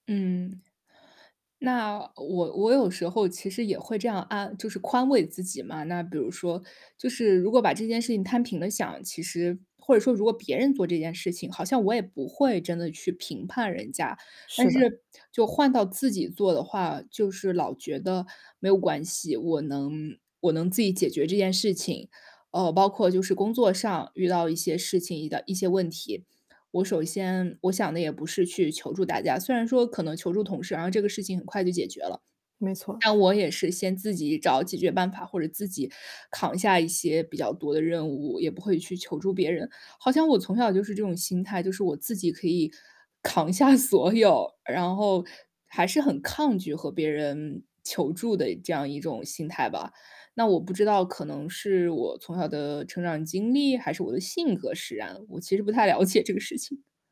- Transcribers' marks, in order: distorted speech; "遇" said as "易"; laughing while speaking: "扛下所有"; laughing while speaking: "了解"
- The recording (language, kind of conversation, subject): Chinese, advice, 你是否会觉得寻求帮助是一种软弱或丢脸的表现？